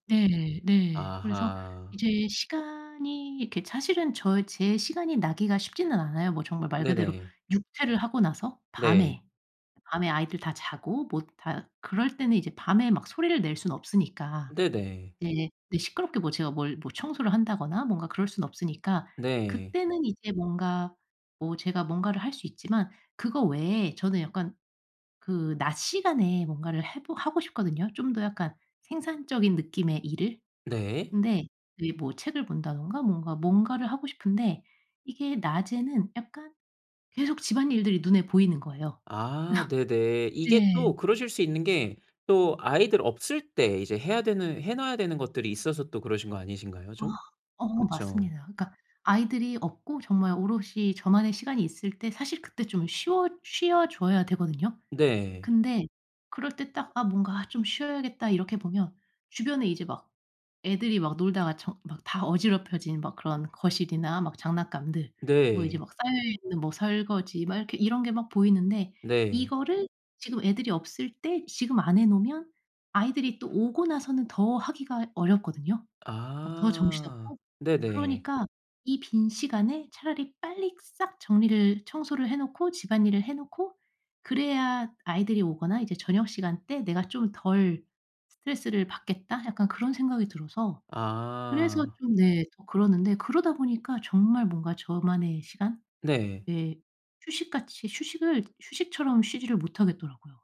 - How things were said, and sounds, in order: tapping; laugh
- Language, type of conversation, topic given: Korean, advice, 집에서 편안하게 쉬거나 여가를 즐기기 어려운 이유가 무엇인가요?